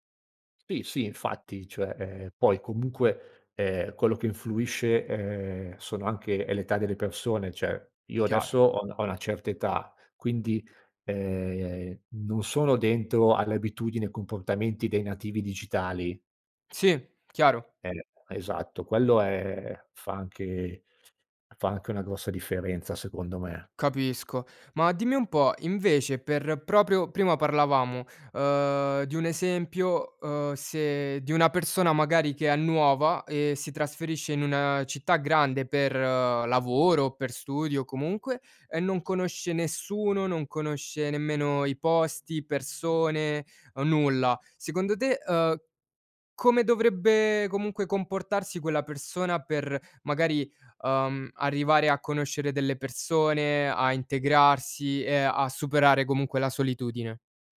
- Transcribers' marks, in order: "Cioè" said as "ceh"; other background noise; "proprio" said as "propio"
- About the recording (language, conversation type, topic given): Italian, podcast, Come si supera la solitudine in città, secondo te?